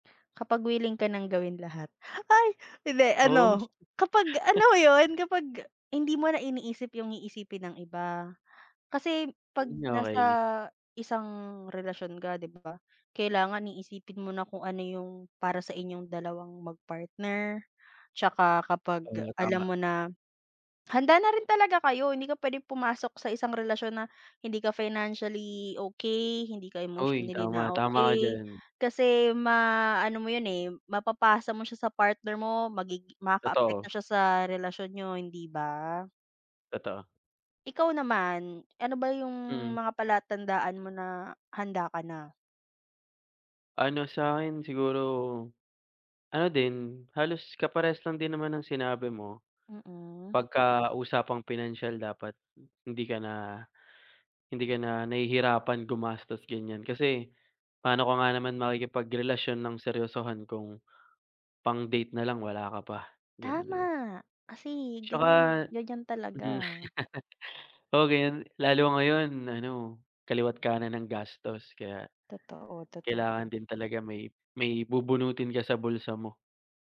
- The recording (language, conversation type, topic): Filipino, unstructured, Paano mo malalaman kung handa ka na sa isang seryosong relasyon?
- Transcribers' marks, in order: joyful: "Ay! Hindi ano, kapag alam mo 'yon"; tapping; laugh; other noise; laugh